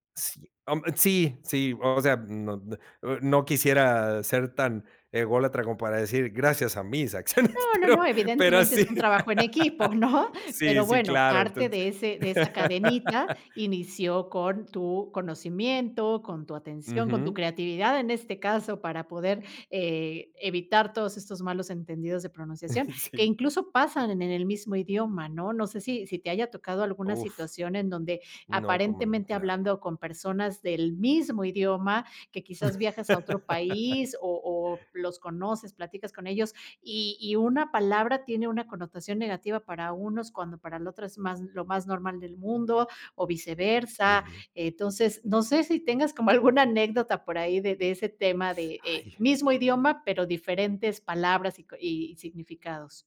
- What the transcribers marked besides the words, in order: laughing while speaking: "acciones, pero pero sí"; laughing while speaking: "¿no?"; laugh; laughing while speaking: "Sí"; laugh
- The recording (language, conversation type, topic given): Spanish, podcast, ¿Cómo detectas que alguien te está entendiendo mal?